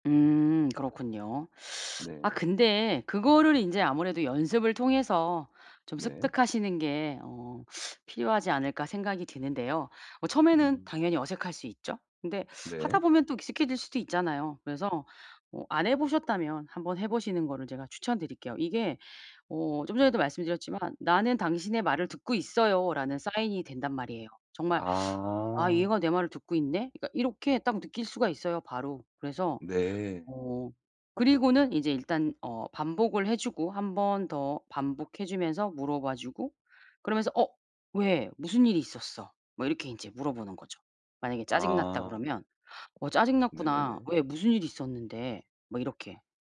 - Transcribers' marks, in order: other background noise
- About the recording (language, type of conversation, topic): Korean, advice, 상대방의 말을 더 공감하며 잘 경청하려면 어떻게 해야 하나요?